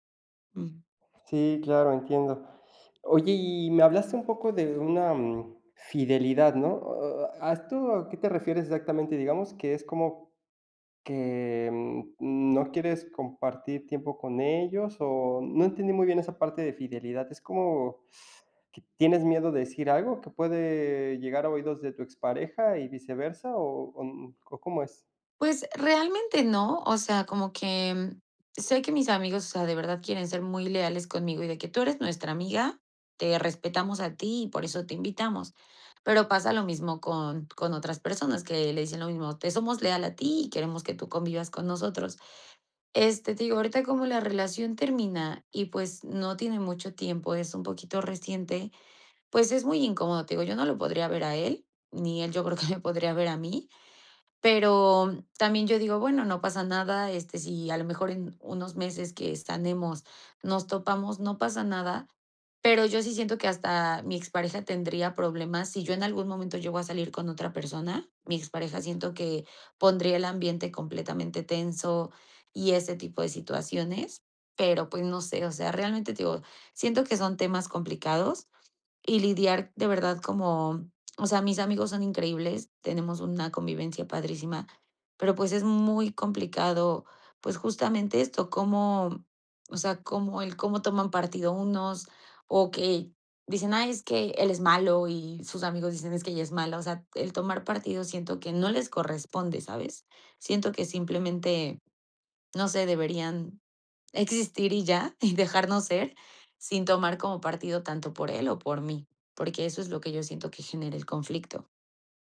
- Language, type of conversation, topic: Spanish, advice, ¿Cómo puedo lidiar con las amistades en común que toman partido después de una ruptura?
- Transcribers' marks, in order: other background noise; laughing while speaking: "que"; laughing while speaking: "y"